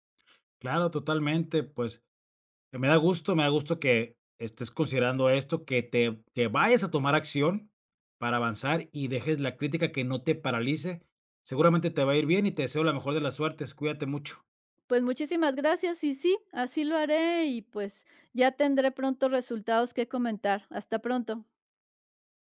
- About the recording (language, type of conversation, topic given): Spanish, advice, ¿Cómo puedo dejar de paralizarme por la autocrítica y avanzar en mis proyectos?
- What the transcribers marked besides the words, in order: none